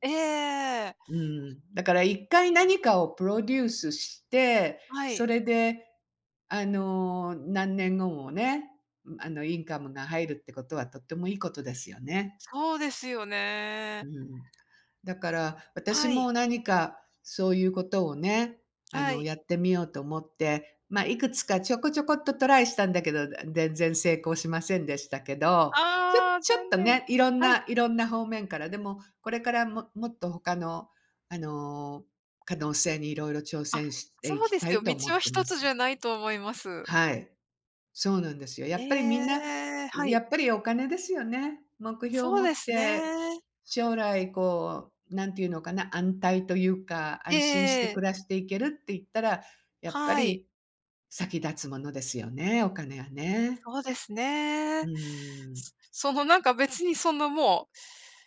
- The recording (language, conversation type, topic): Japanese, unstructured, 将来の目標は何ですか？
- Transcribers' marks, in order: in English: "インカム"